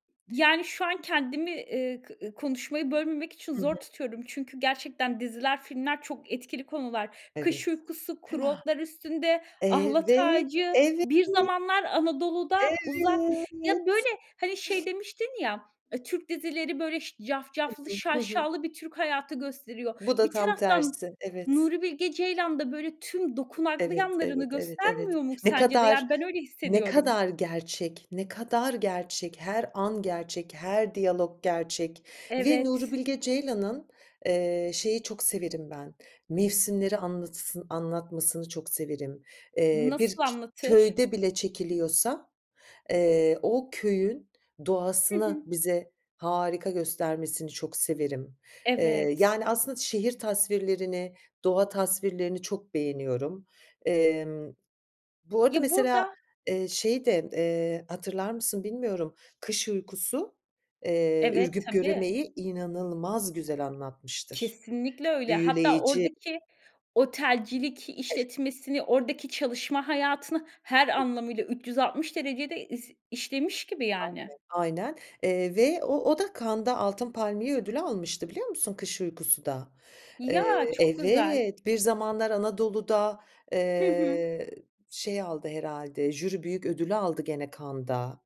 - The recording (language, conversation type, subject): Turkish, podcast, Yerli yapımların dünyaya açılması için ne gerekiyor?
- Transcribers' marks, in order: tapping; drawn out: "Evet"; other background noise; other noise; unintelligible speech